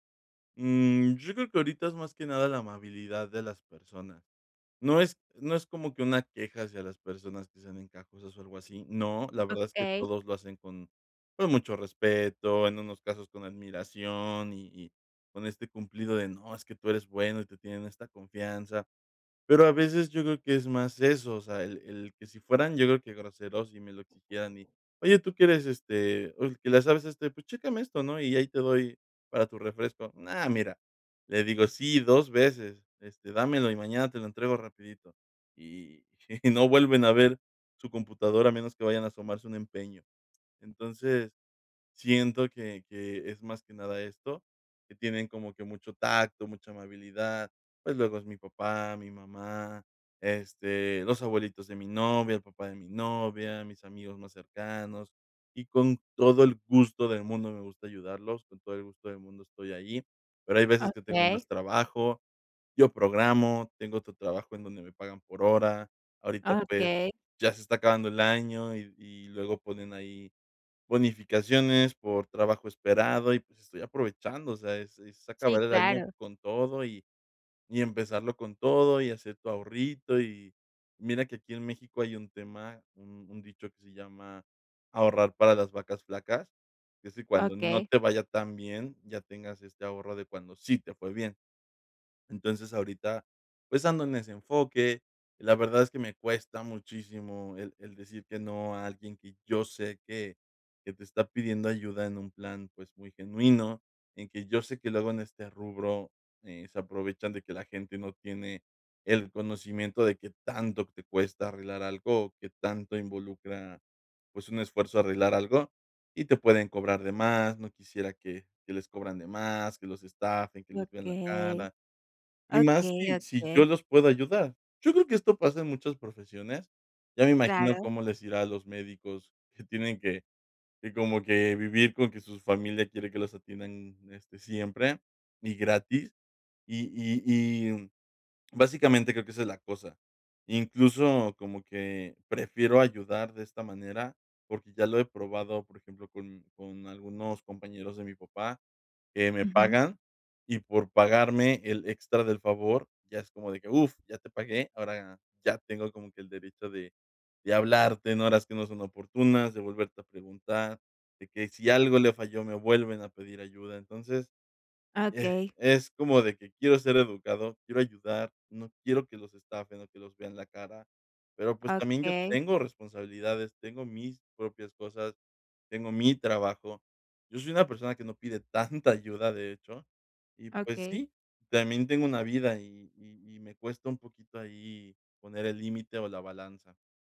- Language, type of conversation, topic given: Spanish, advice, ¿Cómo puedo aprender a decir que no sin sentir culpa ni temor a decepcionar?
- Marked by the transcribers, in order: laughing while speaking: "y no vuelven a ver su"; other background noise